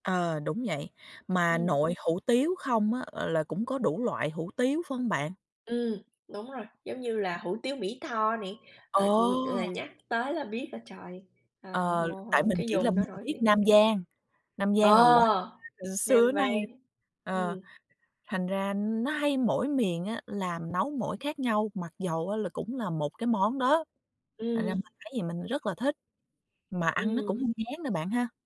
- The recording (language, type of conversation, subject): Vietnamese, unstructured, Văn hóa ẩm thực đóng vai trò gì trong việc gìn giữ truyền thống?
- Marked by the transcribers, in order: other background noise; tapping; unintelligible speech